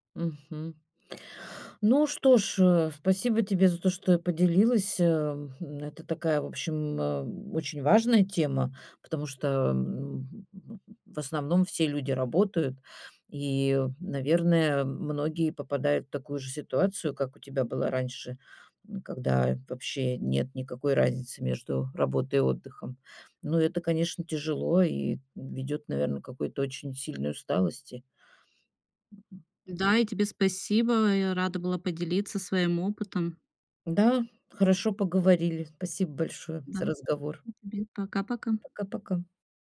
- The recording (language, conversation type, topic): Russian, podcast, Как вы выстраиваете границы между работой и отдыхом?
- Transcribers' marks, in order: other background noise